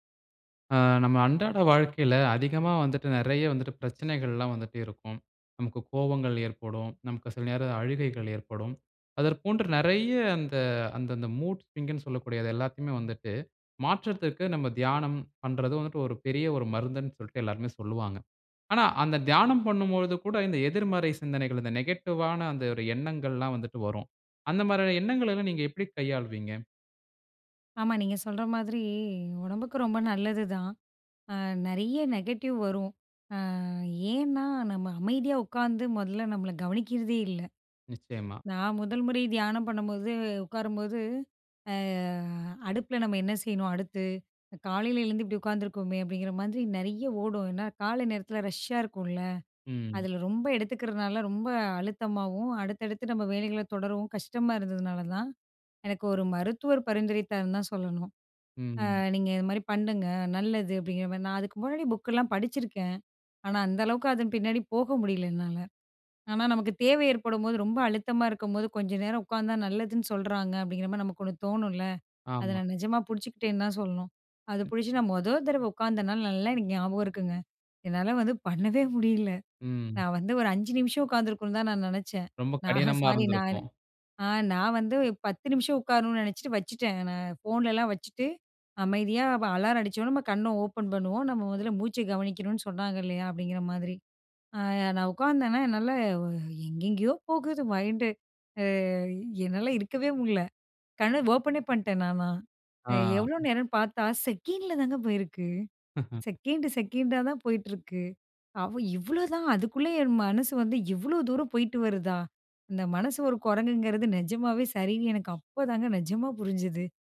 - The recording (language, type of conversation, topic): Tamil, podcast, தியானத்தின் போது வரும் எதிர்மறை எண்ணங்களை நீங்கள் எப்படிக் கையாள்கிறீர்கள்?
- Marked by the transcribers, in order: in English: "மூட்ஸ்விங்குன்னு"; in English: "நெகட்டிவ்வான"; in English: "நெகட்டிவ்"; in English: "ரஷ்ஷா"; laughing while speaking: "பண்ணவே முடியல. நான் வந்து ஒரு … நா சாரி நானு"; in English: "மைண்டு"; surprised: "எவ்வளோ நேரம்ன்னு பார்த்தா, செகண்டில தாங்க … தூரம் போய்ட்டு வருதா?"; in English: "செகண்டில"; laugh; in English: "செகண்டு செகண்டா"